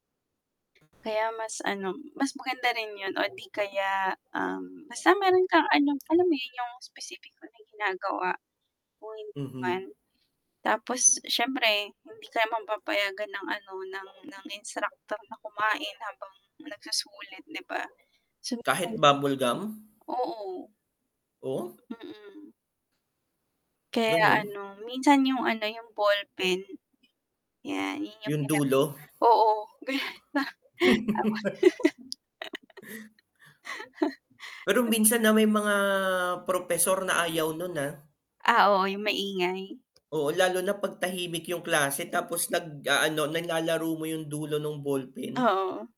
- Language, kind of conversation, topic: Filipino, unstructured, Mas gusto mo bang mag-aral sa umaga o sa gabi?
- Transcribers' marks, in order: static; tapping; distorted speech; unintelligible speech; laugh; unintelligible speech; breath; laughing while speaking: "ganyan"; laugh